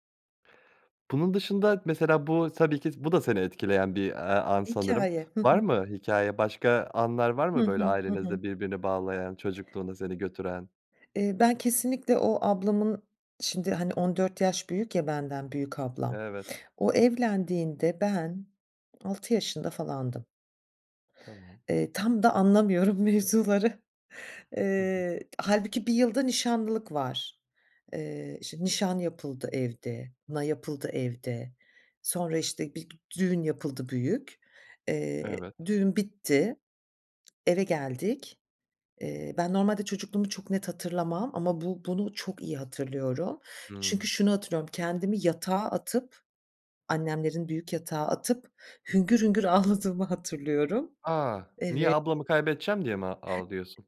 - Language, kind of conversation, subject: Turkish, podcast, Çocukluğunuzda aileniz içinde sizi en çok etkileyen an hangisiydi?
- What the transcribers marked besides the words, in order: other background noise; laughing while speaking: "anlamıyorum mevzuları"; tapping